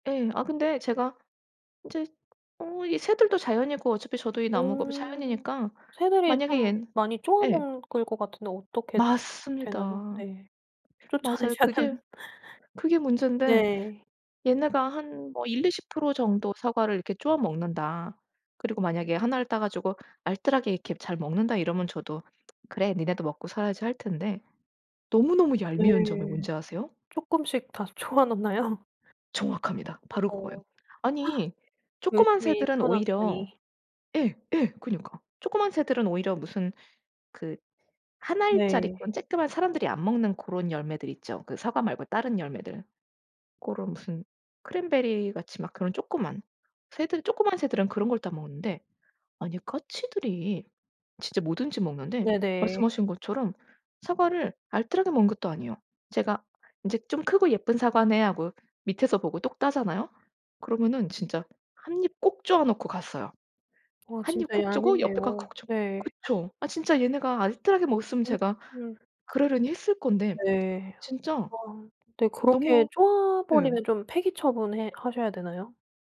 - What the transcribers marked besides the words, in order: other background noise; laughing while speaking: "쫓아내셔야 되는"; laughing while speaking: "쪼아 놓나요?"; gasp
- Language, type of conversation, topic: Korean, podcast, 집 주변에서 가장 쉽게 자연을 즐길 수 있는 방법은 무엇인가요?